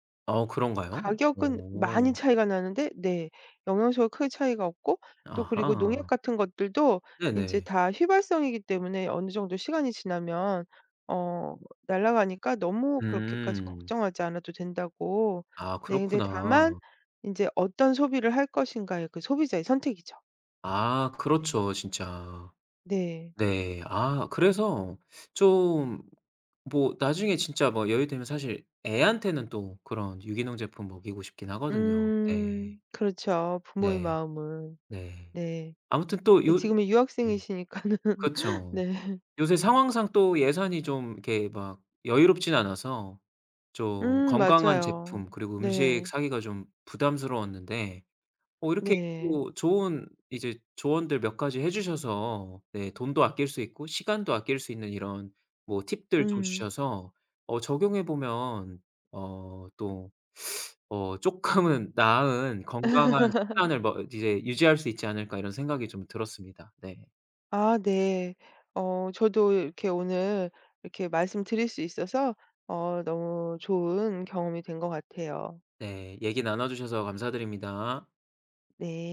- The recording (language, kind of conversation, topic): Korean, advice, 예산이 부족해서 건강한 음식을 사기가 부담스러운 경우, 어떻게 하면 좋을까요?
- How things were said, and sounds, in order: tapping; laughing while speaking: "유학생이시니까는 네"; laughing while speaking: "쪼끔은"; laugh